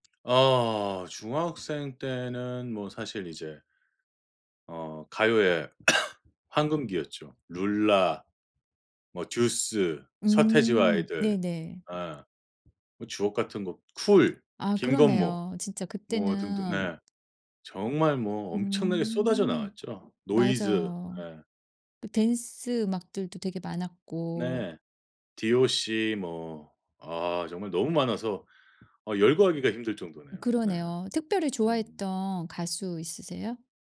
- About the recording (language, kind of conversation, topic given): Korean, podcast, 학창 시절에 늘 듣던 노래가 있나요?
- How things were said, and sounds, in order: other background noise; cough; tapping